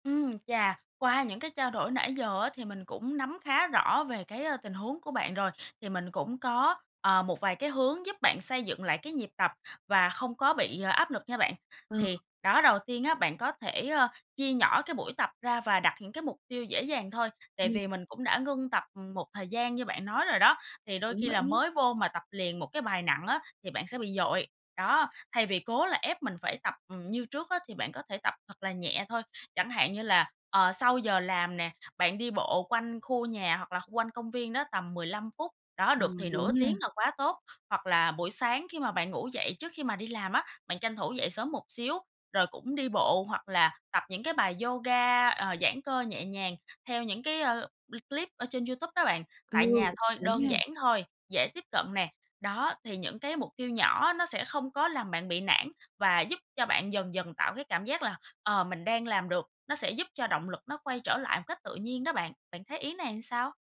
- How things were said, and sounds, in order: tapping; "làm" said as "ừn"
- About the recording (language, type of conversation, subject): Vietnamese, advice, Làm thế nào để lấy lại động lực tập thể dục hàng tuần?